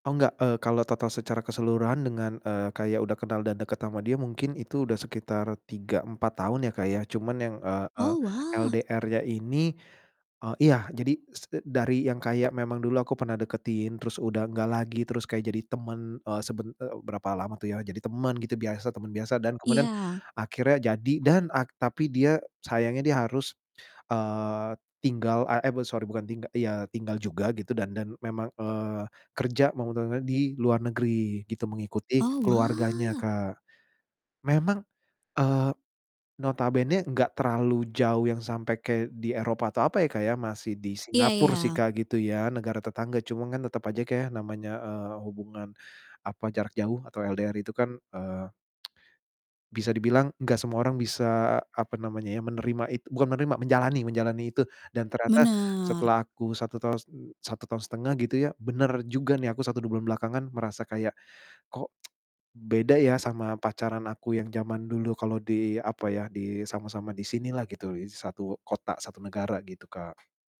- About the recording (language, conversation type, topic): Indonesian, advice, Bagaimana cara mengatasi rasa bosan atau hilangnya gairah dalam hubungan jangka panjang?
- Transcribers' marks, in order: stressed: "dan"; unintelligible speech; distorted speech; tsk; tsk